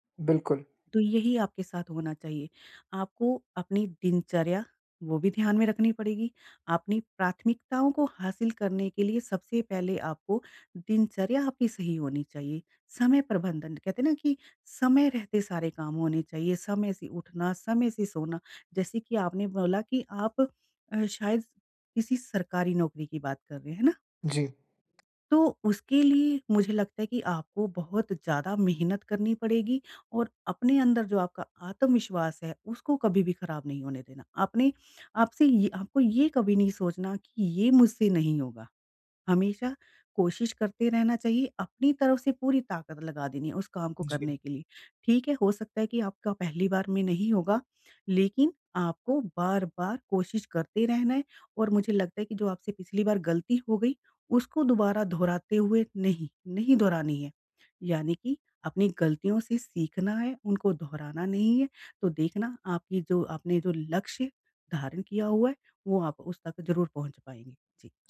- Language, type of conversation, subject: Hindi, advice, मैं अपने जीवन की प्राथमिकताएँ और समय का प्रबंधन कैसे करूँ ताकि भविष्य में पछतावा कम हो?
- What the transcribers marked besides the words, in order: none